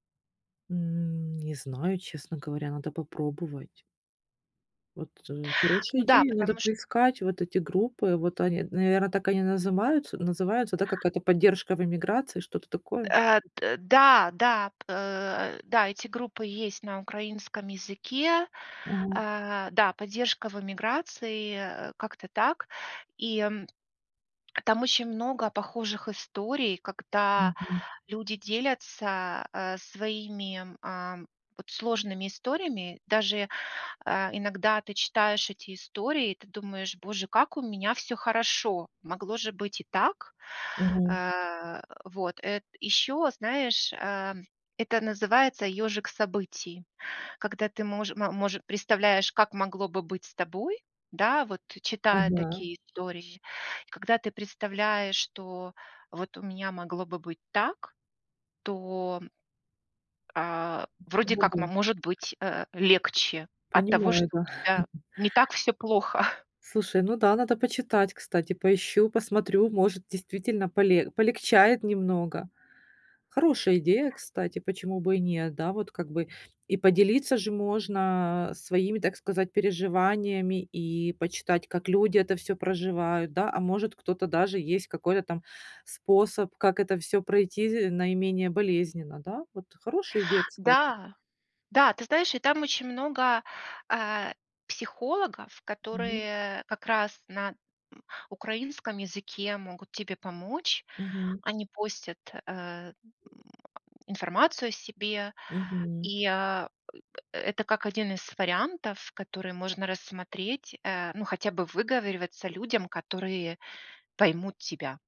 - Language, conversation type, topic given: Russian, advice, Как справиться с одиночеством и тоской по дому после переезда в новый город или другую страну?
- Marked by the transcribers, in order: drawn out: "М"; tapping; other background noise; chuckle; chuckle